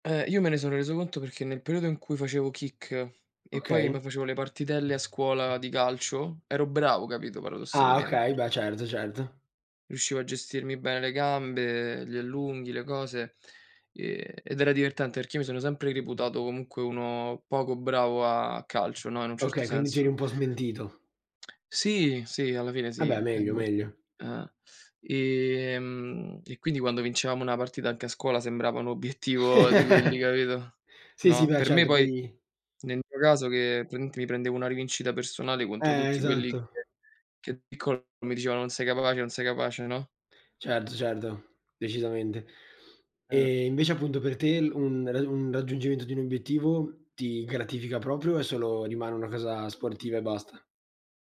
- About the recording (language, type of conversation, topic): Italian, unstructured, Come ti senti quando raggiungi un obiettivo sportivo?
- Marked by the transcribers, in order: in English: "kick"; tapping; other background noise; tsk; chuckle